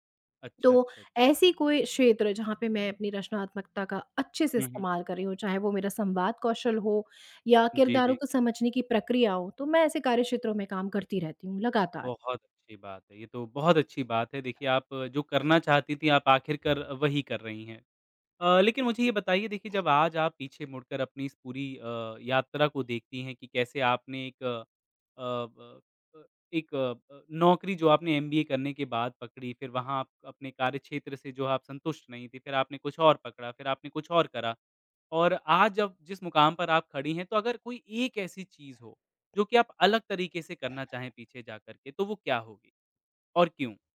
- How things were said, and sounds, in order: other background noise
- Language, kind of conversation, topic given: Hindi, podcast, आपने करियर बदलने का फैसला कैसे लिया?